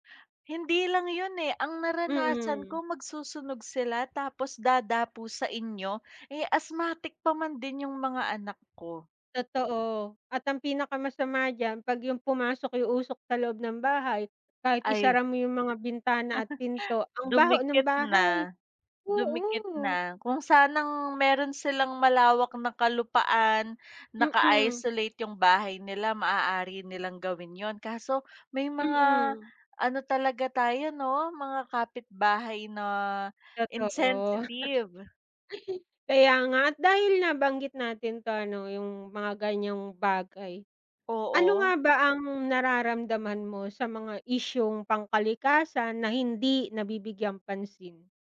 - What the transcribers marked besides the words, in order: other background noise; in English: "asthmatic"; tapping; chuckle; chuckle
- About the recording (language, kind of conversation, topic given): Filipino, unstructured, Ano ang nararamdaman mo tungkol sa mga isyung pangkalikasan na hindi nabibigyang pansin?